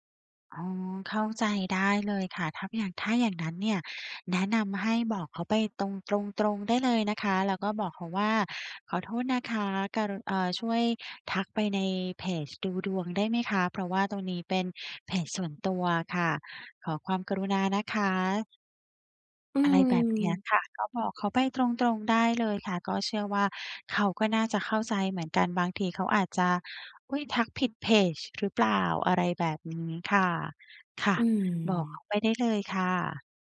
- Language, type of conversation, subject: Thai, advice, ฉันควรเริ่มอย่างไรเพื่อแยกงานกับชีวิตส่วนตัวให้ดีขึ้น?
- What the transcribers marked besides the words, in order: other background noise; tapping